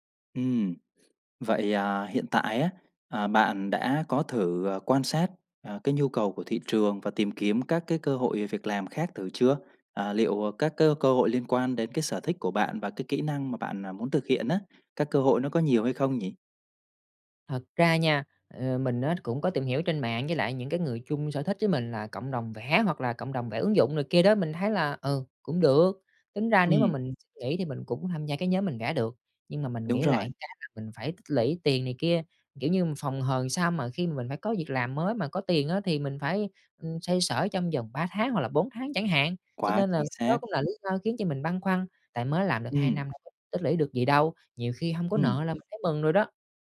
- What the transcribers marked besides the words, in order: other background noise; unintelligible speech
- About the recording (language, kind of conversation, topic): Vietnamese, advice, Bạn đang chán nản điều gì ở công việc hiện tại, và bạn muốn một công việc “có ý nghĩa” theo cách nào?